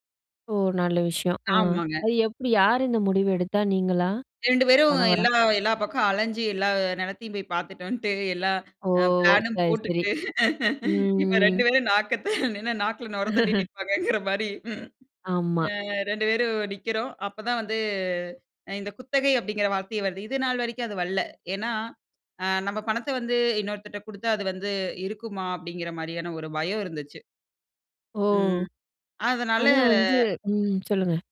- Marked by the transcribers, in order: laughing while speaking: "வந்துட்டு, எல்லா ஆ பிளானும் போட்டுட்டு … ரெண்டு பேரும் நிக்கிறோம்"; in English: "பிளானும்"; laugh; "வரல்ல" said as "வல்ல"
- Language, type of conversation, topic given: Tamil, podcast, வீடு வாங்கலாமா அல்லது வாடகை வீட்டிலேயே தொடரலாமா என்று முடிவெடுப்பது எப்படி?